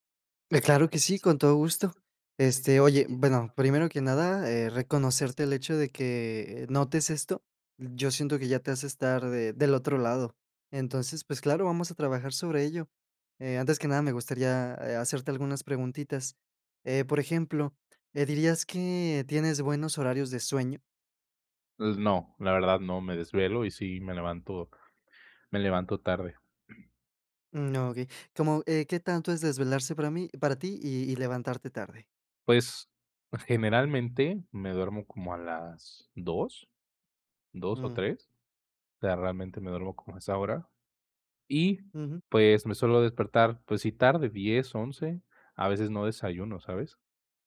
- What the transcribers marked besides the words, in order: other background noise; tapping
- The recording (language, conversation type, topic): Spanish, advice, ¿Cómo puedo saber si estoy entrenando demasiado y si estoy demasiado cansado?